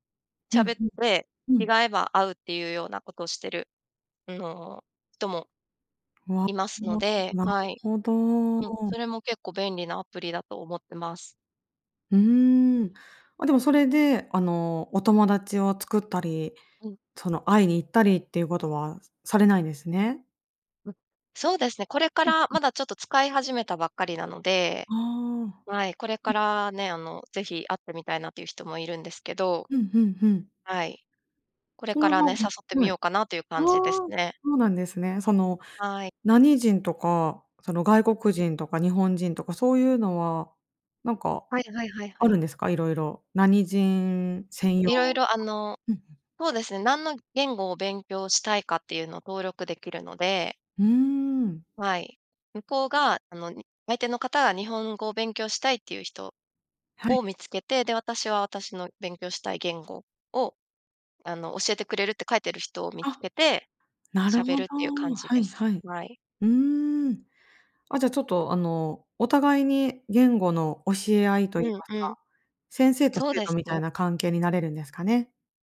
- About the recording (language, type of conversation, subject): Japanese, podcast, 新しい街で友達を作るには、どうすればいいですか？
- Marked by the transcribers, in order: unintelligible speech